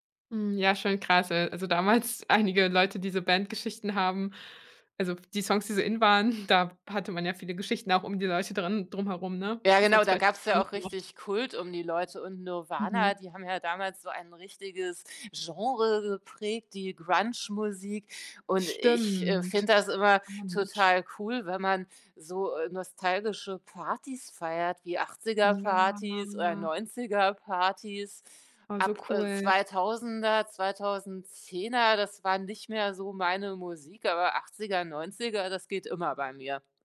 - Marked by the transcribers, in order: tapping; drawn out: "Stimmt"; drawn out: "Ja"; other background noise
- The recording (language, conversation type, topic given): German, podcast, Wie stellst du eine Party-Playlist zusammen, die allen gefällt?